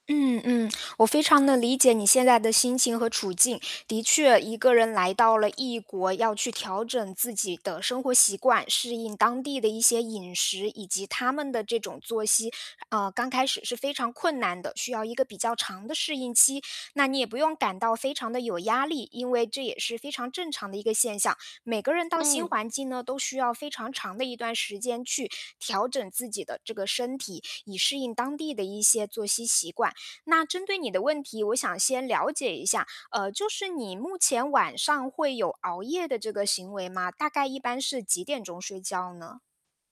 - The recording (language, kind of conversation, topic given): Chinese, advice, 我该如何调整生活习惯以适应新环境？
- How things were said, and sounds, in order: static